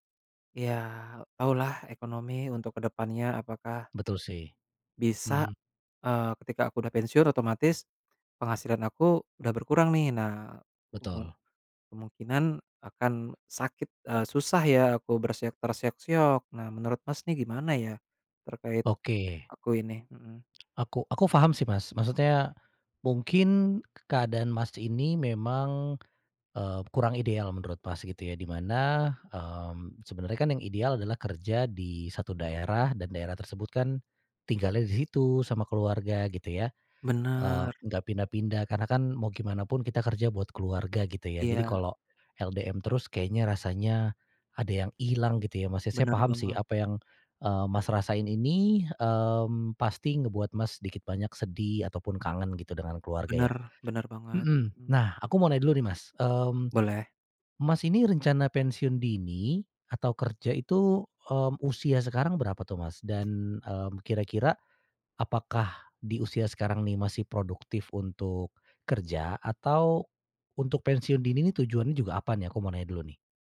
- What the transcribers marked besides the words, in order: none
- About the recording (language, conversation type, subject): Indonesian, advice, Apakah saya sebaiknya pensiun dini atau tetap bekerja lebih lama?